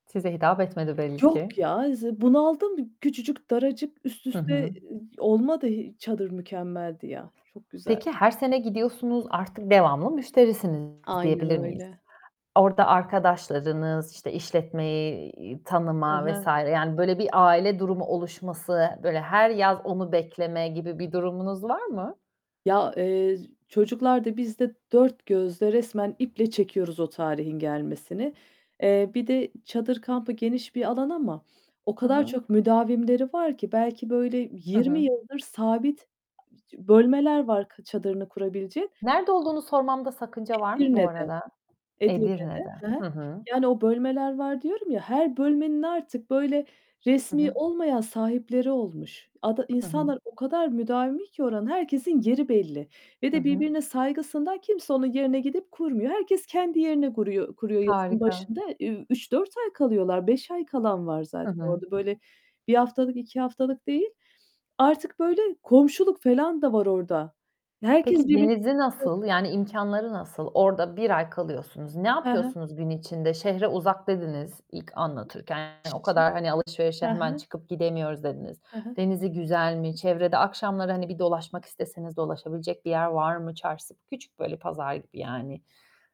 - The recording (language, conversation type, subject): Turkish, podcast, Doğada yaşadığın en unutulmaz anını anlatır mısın?
- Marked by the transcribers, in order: other background noise; distorted speech; tapping; unintelligible speech; unintelligible speech; static; unintelligible speech